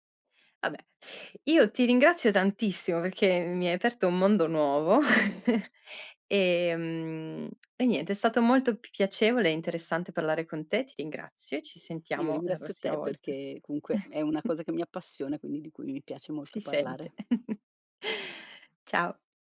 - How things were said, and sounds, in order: other background noise; chuckle; lip smack; chuckle; chuckle
- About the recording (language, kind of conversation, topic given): Italian, podcast, Ti è mai capitato di scoprire per caso una passione, e com’è successo?